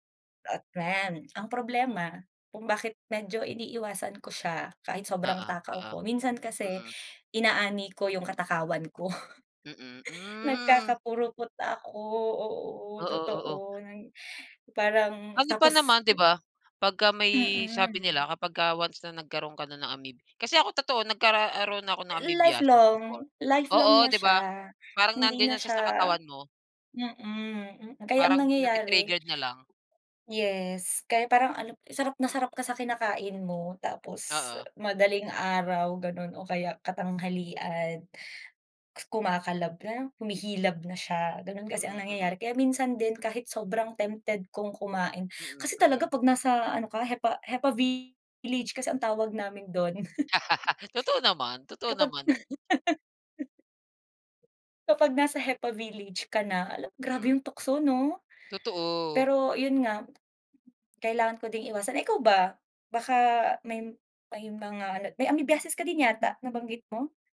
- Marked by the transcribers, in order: chuckle; "nagkaroon" said as "nagkararoon"; laugh; chuckle; laugh
- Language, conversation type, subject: Filipino, unstructured, May mga pagkaing iniiwasan ka ba dahil natatakot kang magkasakit?